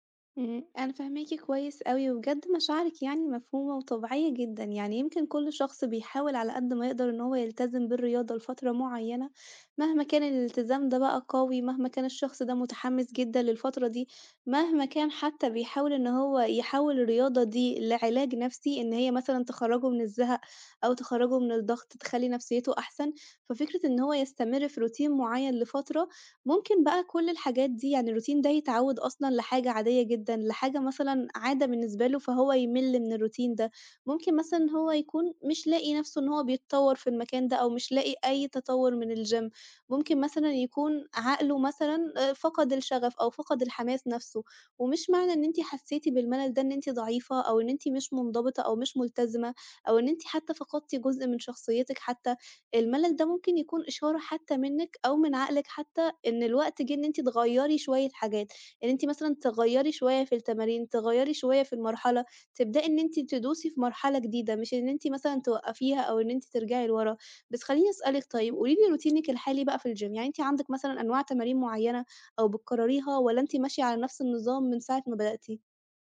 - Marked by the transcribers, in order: other background noise; in English: "Routine"; in English: "الRoutine"; in English: "الRoutine"; in English: "الgym"; in English: "روتينك"; in English: "الgym"
- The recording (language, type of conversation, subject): Arabic, advice, إزاي أطلع من ملل روتين التمرين وألاقي تحدّي جديد؟